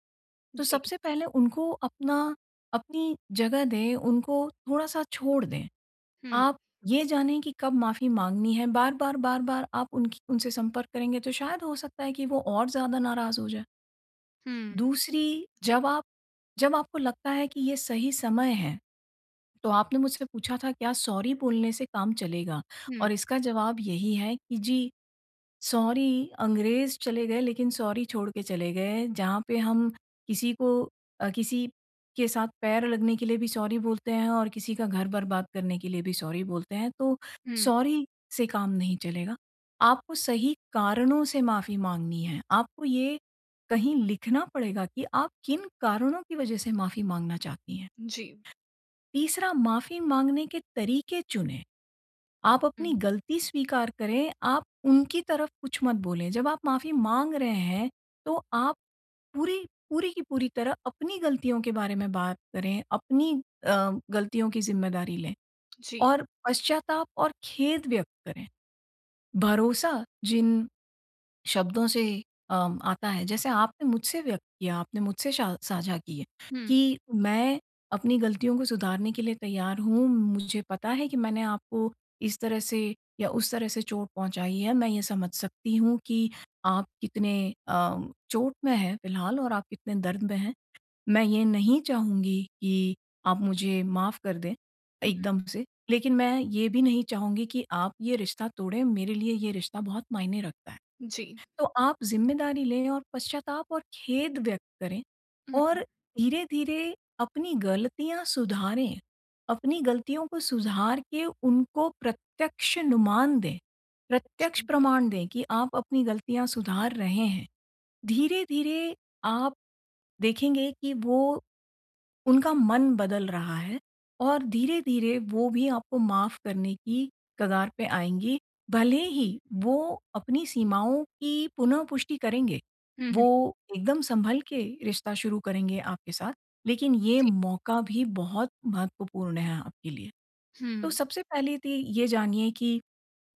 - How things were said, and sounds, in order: in English: "सॉरी"; in English: "सॉरी"; in English: "सॉरी"; in English: "सॉरी"; in English: "सॉरी"; in English: "सॉरी"; other background noise
- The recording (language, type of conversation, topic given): Hindi, advice, मैंने किसी को चोट पहुँचाई है—मैं सच्ची माफी कैसे माँगूँ और अपनी जिम्मेदारी कैसे स्वीकार करूँ?